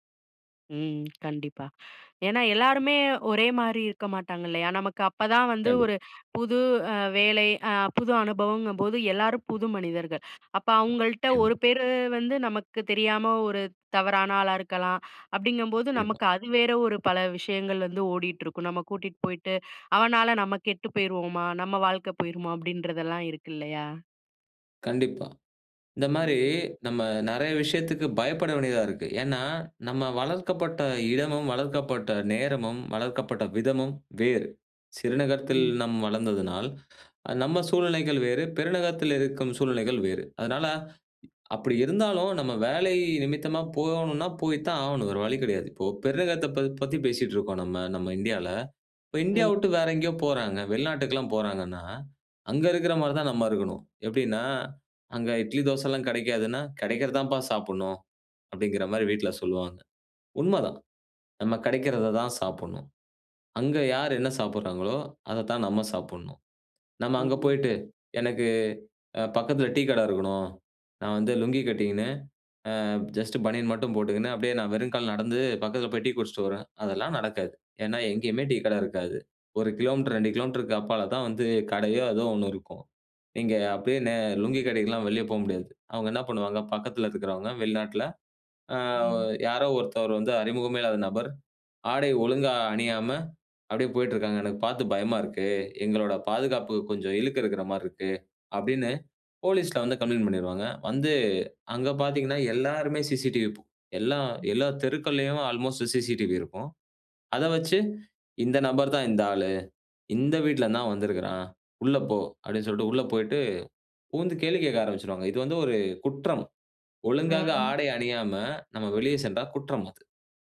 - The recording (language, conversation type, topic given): Tamil, podcast, சிறு நகரத்திலிருந்து பெரிய நகரத்தில் வேலைக்குச் செல்லும்போது என்னென்ன எதிர்பார்ப்புகள் இருக்கும்?
- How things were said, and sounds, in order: inhale; other background noise; inhale; breath; afraid: "நம்ம கூட்டிட்டு போயிட்டு அவனால நம்ம … அப்டின்றதெல்லாம் இருக்கு இல்லையா?"; inhale; other noise; in English: "ஜஸ்ட்"; in English: "கம்ப்ளெயிண்ட்"; in English: "சிசிடிவி"; in English: "அல்மோஸ்ட் சிசிடிவி"